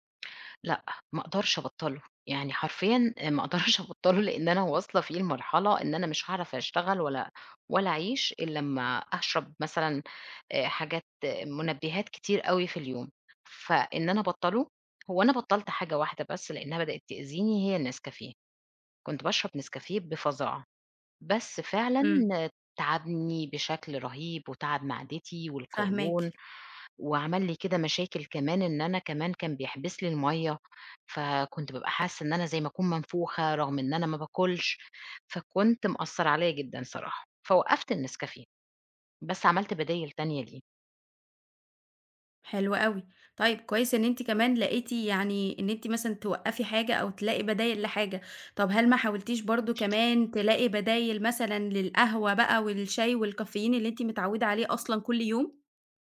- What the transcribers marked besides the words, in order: other background noise
- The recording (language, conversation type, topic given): Arabic, advice, إزاي بتعتمد على الكافيين أو المنبّهات عشان تفضل صاحي ومركّز طول النهار؟